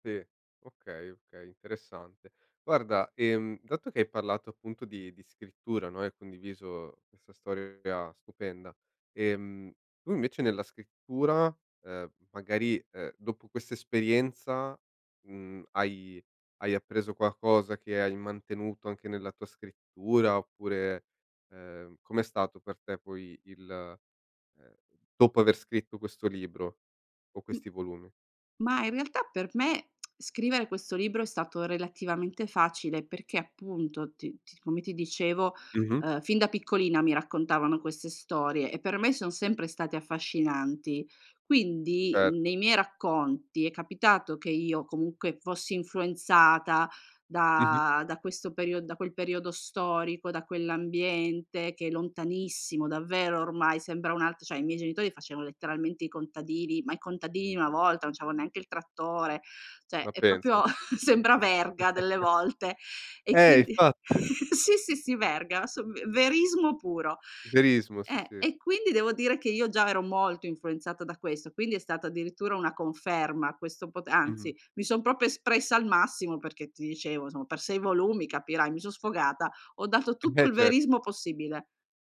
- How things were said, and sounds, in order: lip smack; tapping; "cioè" said as "ceh"; other background noise; "cioè" said as "ceh"; "proprio" said as "propio"; laughing while speaking: "sembra"; chuckle
- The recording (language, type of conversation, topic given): Italian, podcast, Come si tramandano nella tua famiglia i ricordi della migrazione?